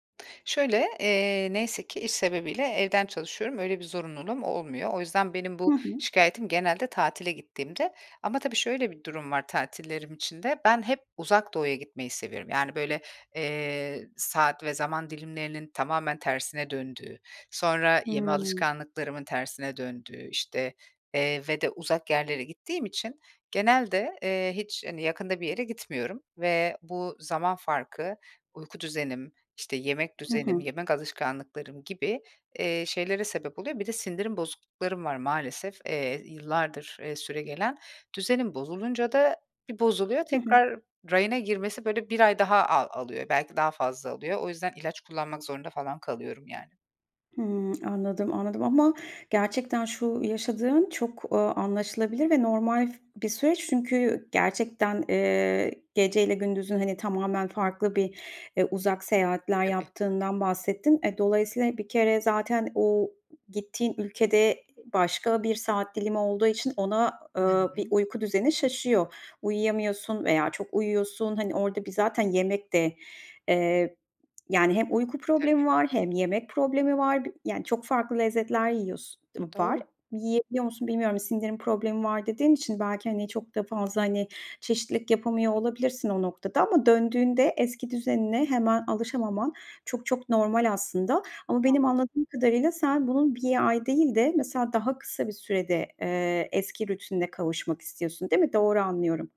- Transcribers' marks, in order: tapping; other background noise
- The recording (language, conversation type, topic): Turkish, advice, Tatillerde veya seyahatlerde rutinlerini korumakta neden zorlanıyorsun?
- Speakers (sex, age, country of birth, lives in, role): female, 40-44, Turkey, Malta, advisor; female, 40-44, Turkey, Portugal, user